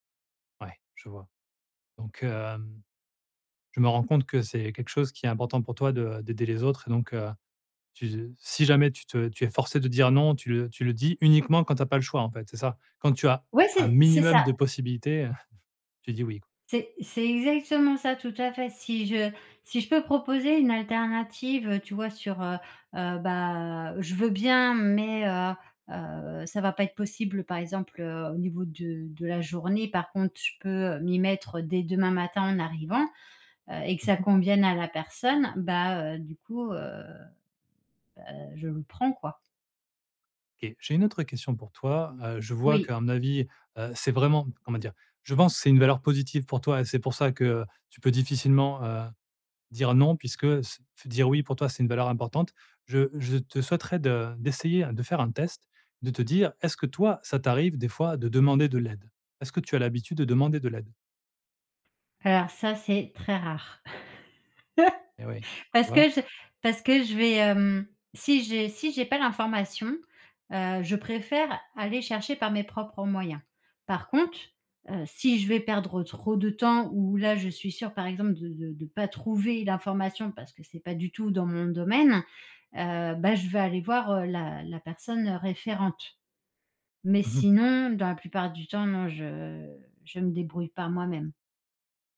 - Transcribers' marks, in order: stressed: "minimum"; chuckle; chuckle; "contre" said as "conte"
- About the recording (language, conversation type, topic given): French, advice, Comment puis-je refuser des demandes au travail sans avoir peur de déplaire ?